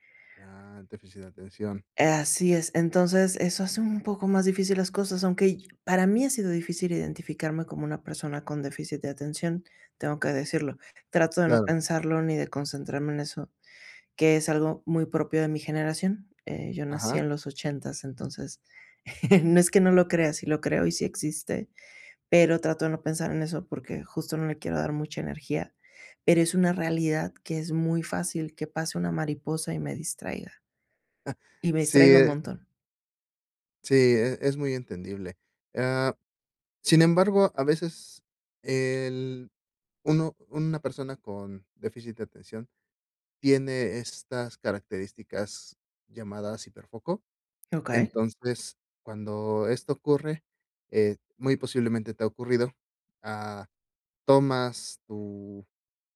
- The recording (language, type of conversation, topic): Spanish, advice, ¿Cómo puedo evitar distraerme con el teléfono o las redes sociales mientras trabajo?
- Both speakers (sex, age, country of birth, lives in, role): female, 45-49, Mexico, Mexico, user; male, 35-39, Mexico, Mexico, advisor
- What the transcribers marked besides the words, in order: chuckle; chuckle